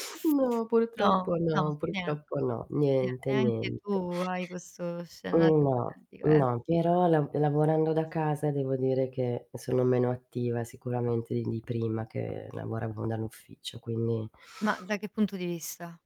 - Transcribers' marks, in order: distorted speech; tapping; other background noise
- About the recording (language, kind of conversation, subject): Italian, unstructured, Qual è il tuo modo preferito per rimanere fisicamente attivo ogni giorno?